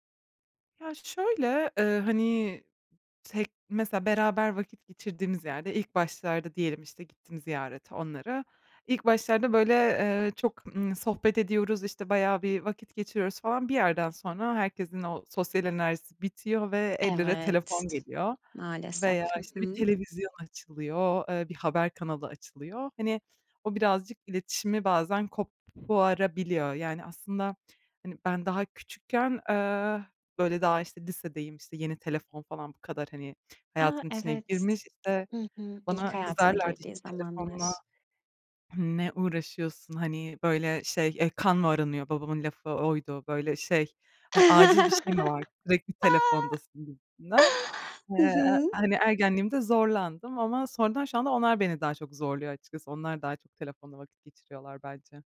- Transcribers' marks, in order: other background noise; chuckle
- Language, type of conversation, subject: Turkish, podcast, Teknoloji kullanımı aile rutinlerinizi nasıl etkiliyor?